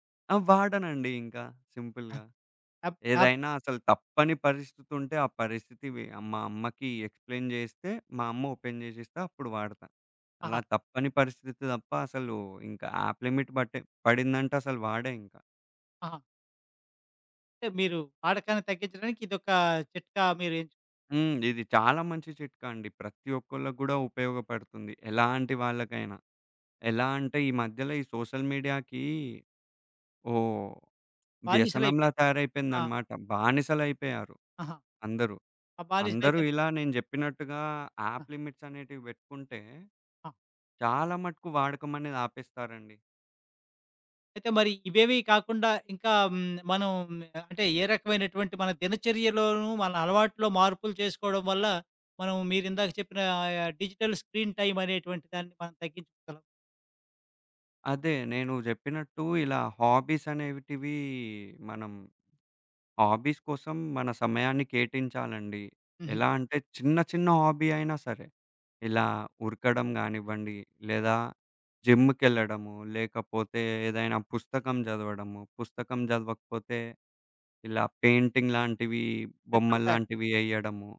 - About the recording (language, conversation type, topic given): Telugu, podcast, దృష్టి నిలబెట్టుకోవడానికి మీరు మీ ఫోన్ వినియోగాన్ని ఎలా నియంత్రిస్తారు?
- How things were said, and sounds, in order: in English: "సింపుల్‌గా"; in English: "ఎక్స్‌ప్లైన్"; in English: "ఓపెన్"; in English: "యాప్ లిమిట్"; tapping; in English: "సోషల్ మీడియాకి"; in English: "యాప్ లిమిట్స్"; in English: "డిజిటల్ స్క్రీన్ టైమ్"; in English: "హాబీస్"; "కేటయించాలండి" said as "కేటించాలండి"; in English: "హాబీ"; other background noise; in English: "పెయింటింగ్"; in English: "బ్యాగ్"